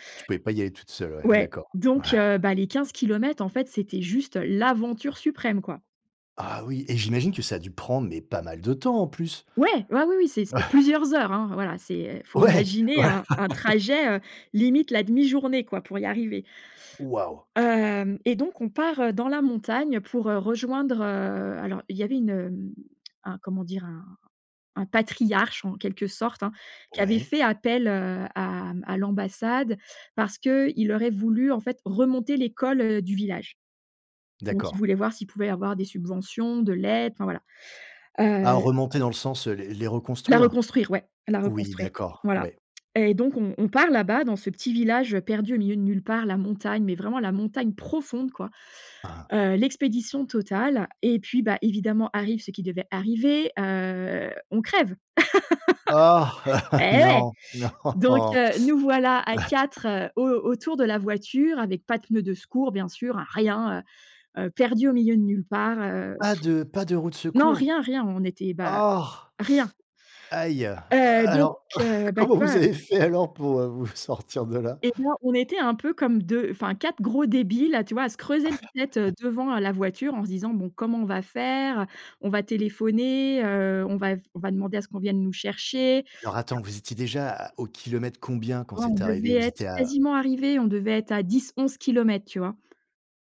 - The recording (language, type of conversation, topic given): French, podcast, Peux-tu raconter une expérience d’hospitalité inattendue ?
- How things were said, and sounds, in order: laughing while speaking: "ouais"; stressed: "l'aventure"; chuckle; stressed: "plusieurs"; laughing while speaking: "Ouais ! Voilà !"; laugh; stressed: "profonde"; laugh; stressed: "ouais"; laughing while speaking: "Non"; chuckle; tapping; stressed: "rien"; blowing; stressed: "Oh"; laughing while speaking: "comment vous avez fait alors pour heu, vous f sortir de là ?"; chuckle